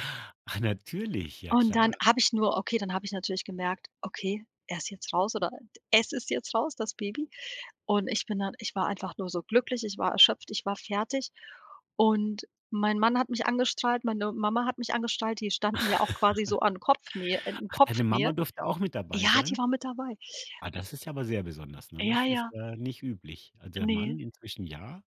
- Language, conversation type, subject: German, podcast, Wie hast du die Geburt deines ersten Kindes erlebt?
- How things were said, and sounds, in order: chuckle; other background noise